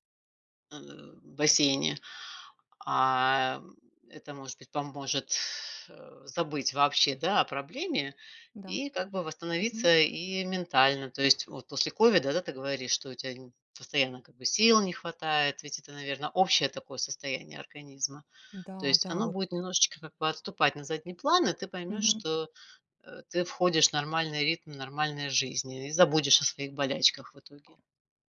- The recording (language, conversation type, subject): Russian, advice, Как постоянная боль или травма мешает вам регулярно заниматься спортом?
- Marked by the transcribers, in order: exhale; other background noise